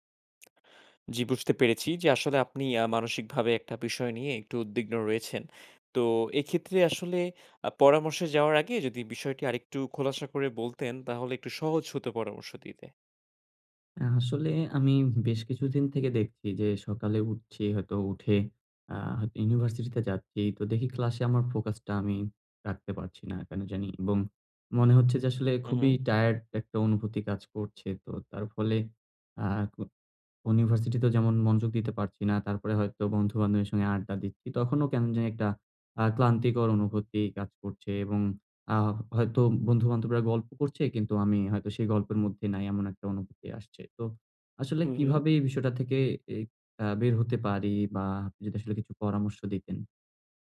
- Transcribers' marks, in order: tapping; other background noise
- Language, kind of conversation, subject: Bengali, advice, কীভাবে আমি দীর্ঘ সময় মনোযোগ ধরে রেখে কর্মশক্তি বজায় রাখতে পারি?